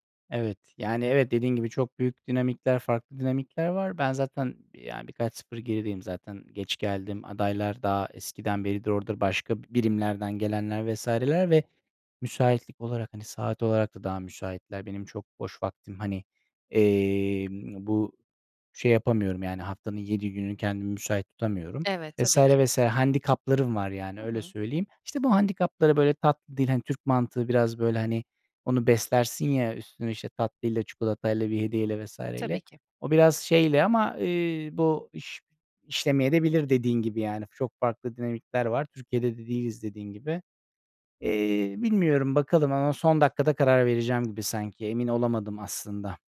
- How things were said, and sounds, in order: "işlemeyebilir de" said as "işlemeyedebilir"; tapping
- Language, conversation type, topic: Turkish, advice, Zor bir patronla nasıl sağlıklı sınırlar koyup etkili iletişim kurabilirim?